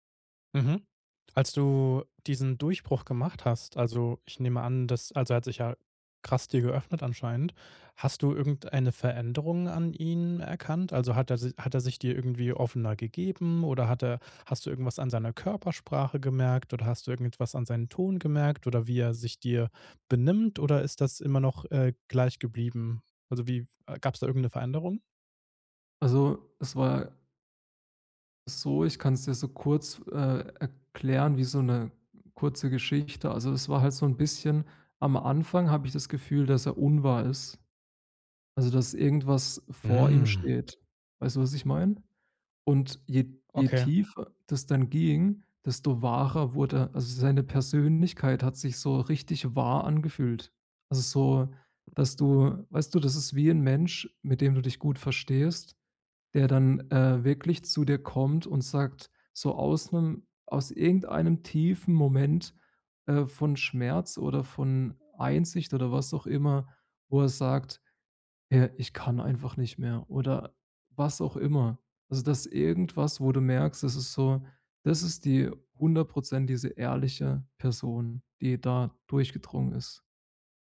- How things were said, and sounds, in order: other background noise
- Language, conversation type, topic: German, podcast, Wie zeigst du, dass du jemanden wirklich verstanden hast?